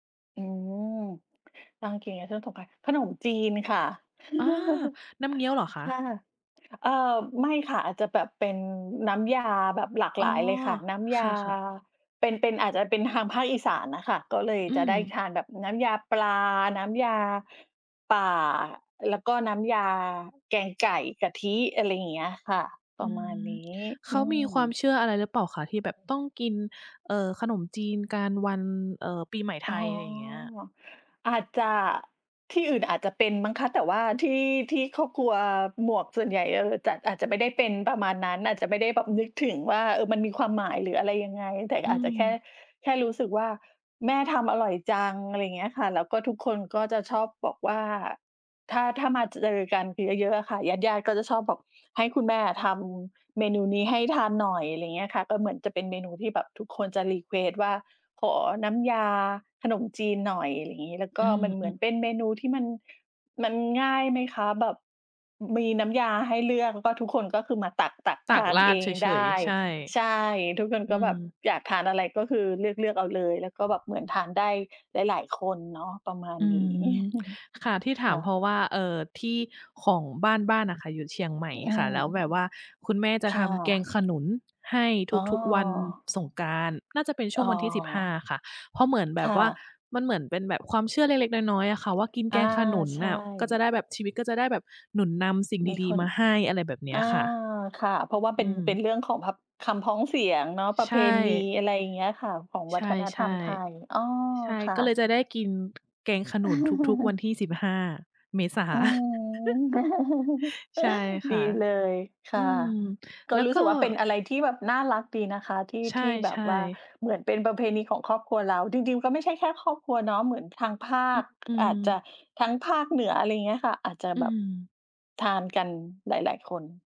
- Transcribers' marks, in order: unintelligible speech; chuckle; other background noise; in English: "รีเควสต์"; chuckle; tapping; chuckle; chuckle; chuckle
- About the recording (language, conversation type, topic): Thai, unstructured, เคยมีกลิ่นอะไรที่ทำให้คุณนึกถึงความทรงจำเก่า ๆ ไหม?